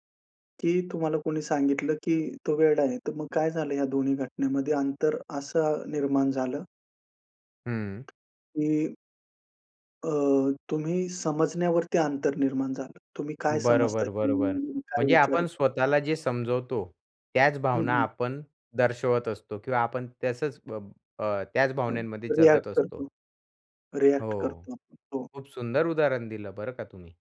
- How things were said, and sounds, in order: other background noise; tapping
- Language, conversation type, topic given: Marathi, podcast, श्वासोच्छ्वासाच्या सरावामुळे ताण कसा कमी होतो, याबाबत तुमचा अनुभव काय आहे?